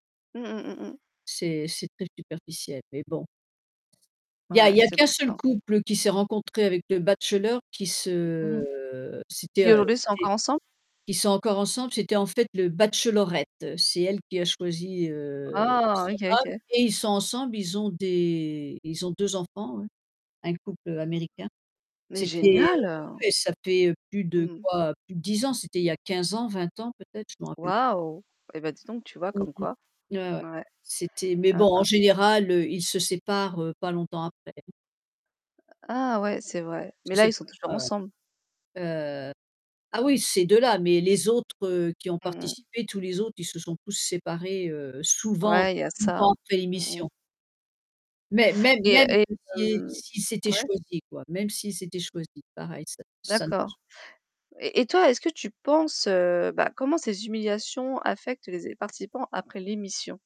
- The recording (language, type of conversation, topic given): French, unstructured, Que penses-tu des émissions de télé-réalité qui humilient leurs participants ?
- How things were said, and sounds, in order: static; distorted speech; tapping; other background noise; drawn out: "se"; stressed: "génial"; unintelligible speech